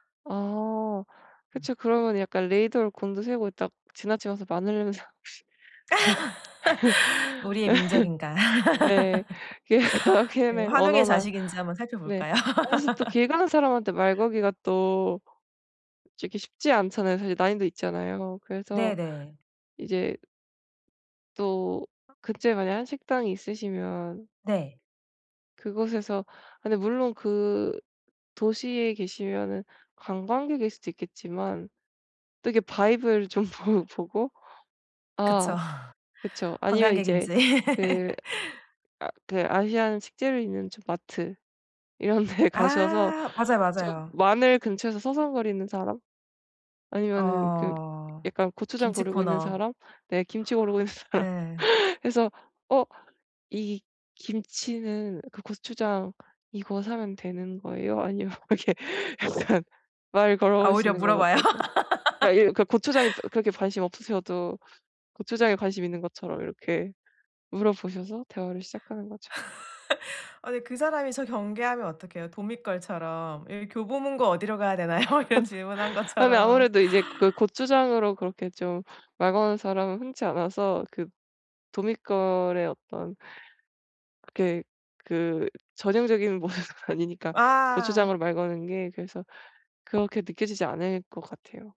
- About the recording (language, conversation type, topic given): Korean, advice, 새로운 환경에서 외롭지 않게 친구를 사귀려면 어떻게 해야 할까요?
- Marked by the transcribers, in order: laugh; laughing while speaking: "냄새나나 혹시"; tapping; laugh; laughing while speaking: "그래서 그다음에"; laughing while speaking: "살펴볼까요?"; laugh; other background noise; in English: "vibe를"; laughing while speaking: "그쵸"; laugh; laughing while speaking: "이런 데"; laughing while speaking: "있는 사람"; laughing while speaking: "아니면 이렇게 일단"; laugh; laugh; laugh; laughing while speaking: "되나요? 이런 질문한 것처럼"; laughing while speaking: "모습은 아니니까"